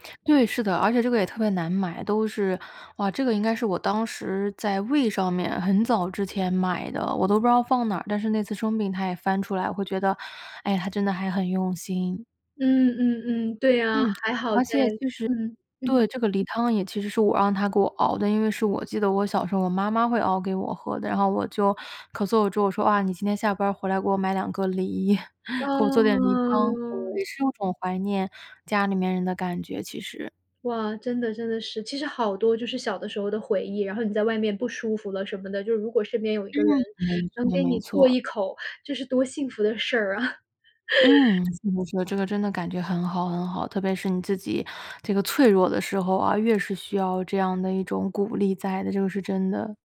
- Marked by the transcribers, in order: other background noise; tapping; chuckle; drawn out: "哦"; other noise; chuckle; unintelligible speech
- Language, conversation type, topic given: Chinese, podcast, 小时候哪道菜最能让你安心？